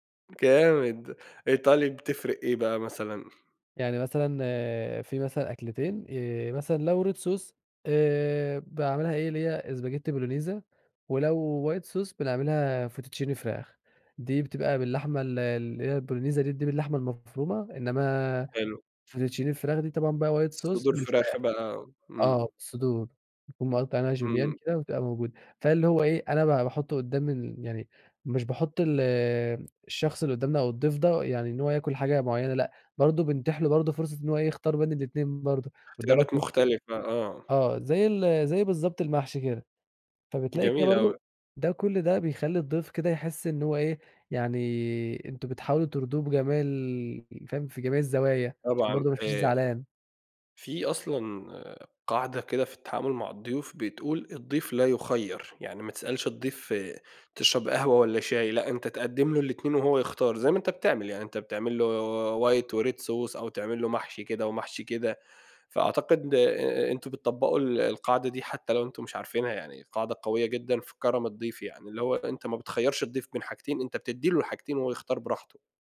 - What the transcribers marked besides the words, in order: tapping; in English: "red sauce"; in English: "bolognesa spaghetti Bolognese"; "هي" said as "bolognesa"; in English: "white sauce"; in English: "fettuccine"; in English: "bolognesa bolognese"; "ال" said as "bolognesa"; in English: "fettuccine"; in English: "white sauce"; in French: "julienne"; unintelligible speech; in English: "white وred sauce"
- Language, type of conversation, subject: Arabic, podcast, إيه طقوس الضيافة عندكم لما حد يزوركم؟